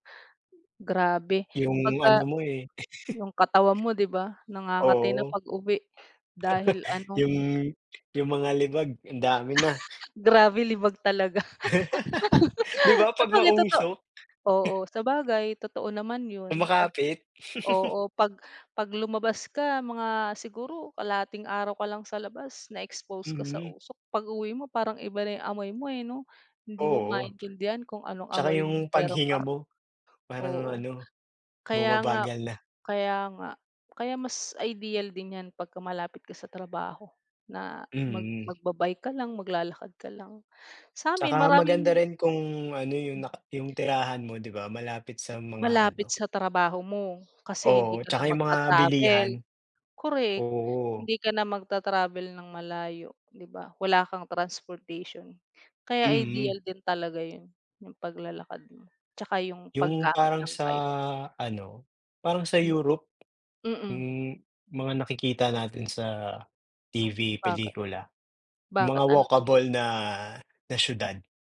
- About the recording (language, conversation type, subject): Filipino, unstructured, Ano ang opinyon mo tungkol sa paglalakad kumpara sa pagbibisikleta?
- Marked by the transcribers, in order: other background noise; tapping; laugh; laugh; laugh; laugh